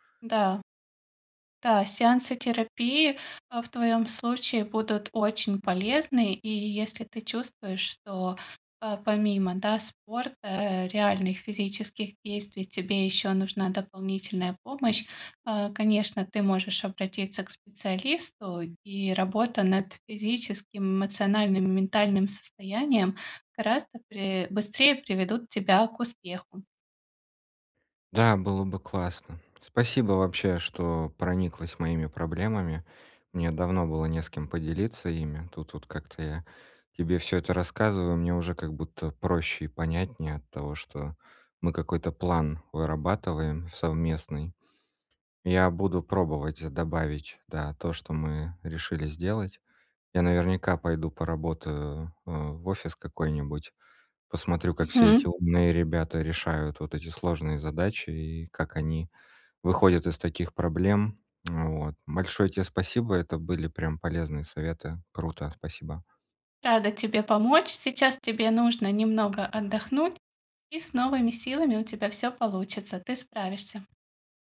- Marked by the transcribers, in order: none
- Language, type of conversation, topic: Russian, advice, Как согласовать мои большие ожидания с реальными возможностями, не доводя себя до эмоционального выгорания?